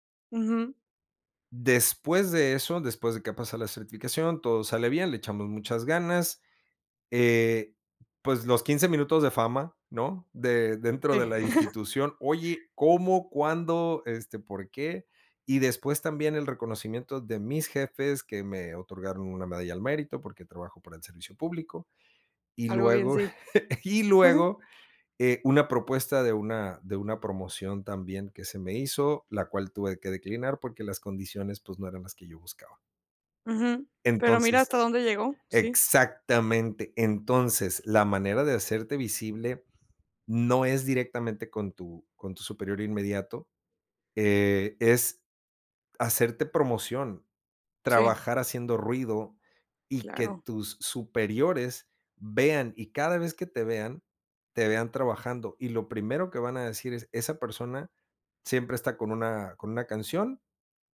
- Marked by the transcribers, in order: chuckle; chuckle; tapping
- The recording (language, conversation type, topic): Spanish, podcast, ¿Por qué crees que la visibilidad es importante?